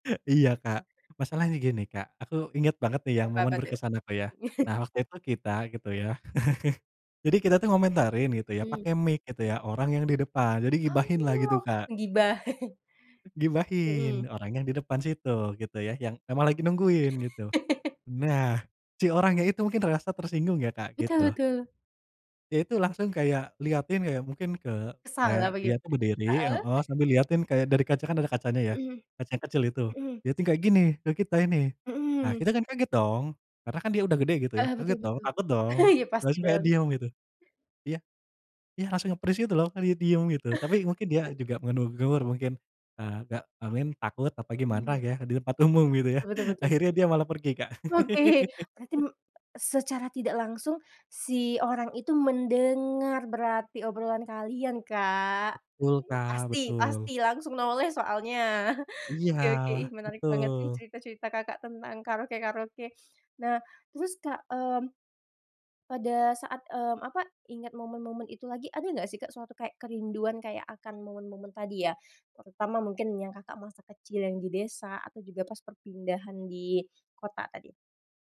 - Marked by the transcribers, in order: other background noise; chuckle; in English: "mic"; chuckle; laugh; laugh; in English: "nge-freeze"; laugh; chuckle; laughing while speaking: "Oke"; laugh; chuckle
- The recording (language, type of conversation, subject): Indonesian, podcast, Apa pengalaman bernyanyi bersama teman yang paling kamu ingat saat masih kecil?